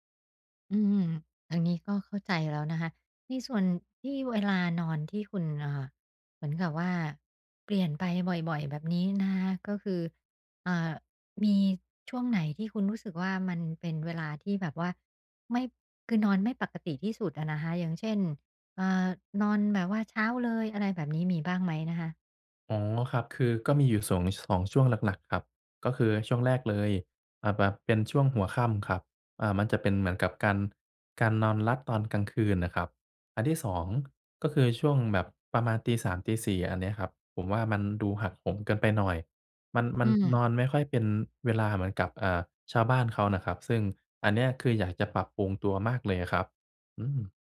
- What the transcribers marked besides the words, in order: none
- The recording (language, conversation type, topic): Thai, advice, ฉันจะทำอย่างไรให้ตารางการนอนประจำวันของฉันสม่ำเสมอ?